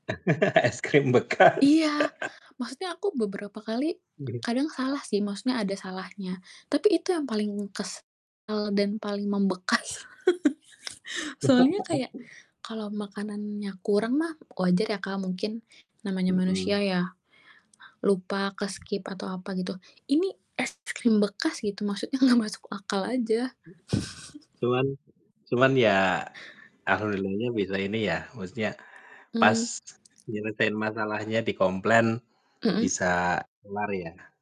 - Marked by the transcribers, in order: chuckle; laughing while speaking: "bekas"; laugh; chuckle; other background noise; static; distorted speech; chuckle; laugh; laughing while speaking: "nggak"; other noise; chuckle
- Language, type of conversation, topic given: Indonesian, unstructured, Apa yang membuatmu marah saat memesan makanan lewat aplikasi?